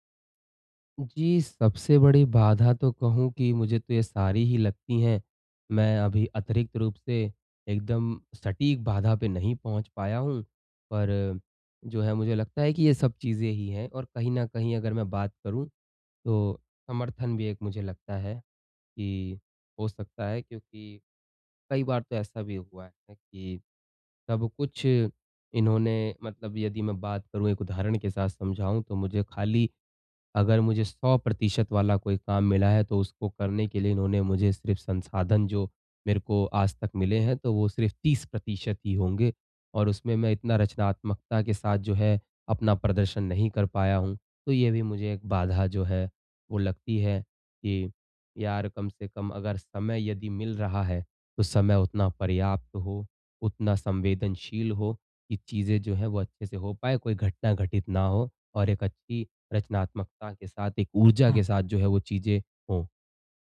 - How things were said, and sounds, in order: none
- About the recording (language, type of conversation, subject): Hindi, advice, सीमित संसाधनों के बावजूद मैं अपनी रचनात्मकता कैसे बढ़ा सकता/सकती हूँ?